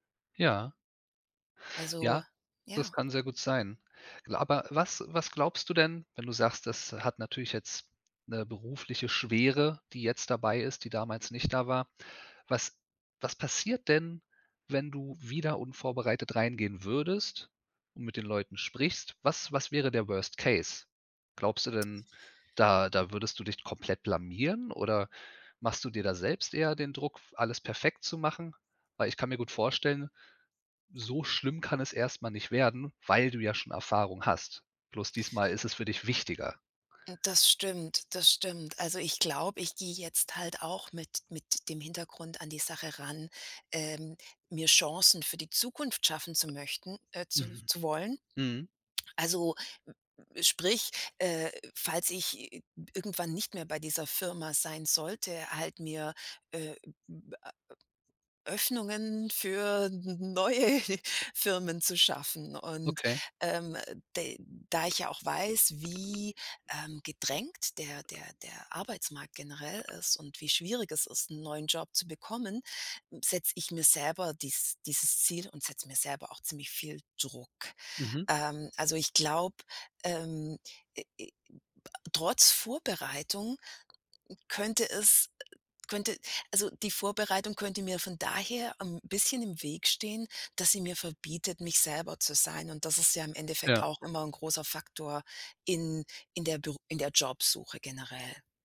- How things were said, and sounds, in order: other background noise; in English: "Worst Case?"; other noise; laughing while speaking: "neue"
- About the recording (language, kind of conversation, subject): German, advice, Warum fällt es mir schwer, bei beruflichen Veranstaltungen zu netzwerken?